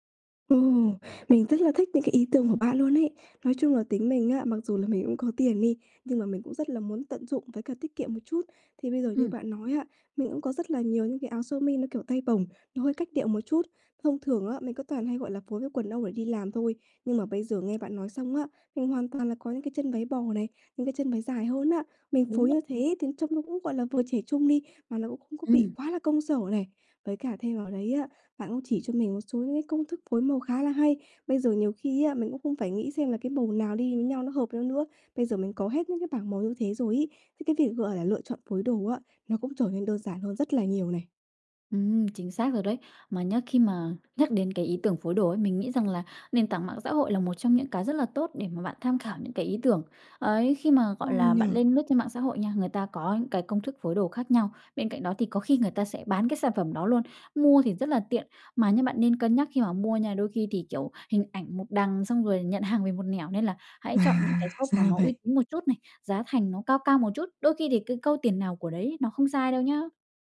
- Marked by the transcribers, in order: tapping
- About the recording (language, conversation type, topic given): Vietnamese, advice, Làm sao để có thêm ý tưởng phối đồ hằng ngày và mặc đẹp hơn?